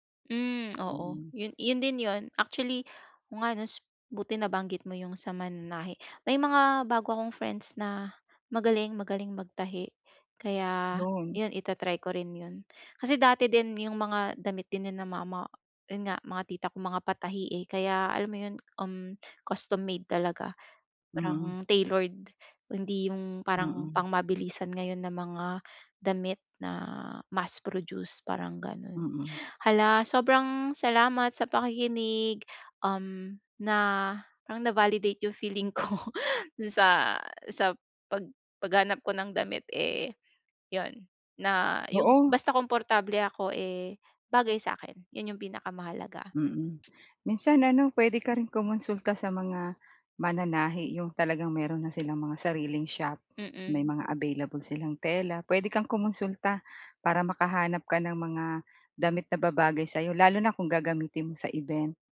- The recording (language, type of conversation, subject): Filipino, advice, Paano ako makakahanap ng damit na bagay sa akin?
- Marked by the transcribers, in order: in English: "custom-made"; in English: "tailored"; laughing while speaking: "ko"; tapping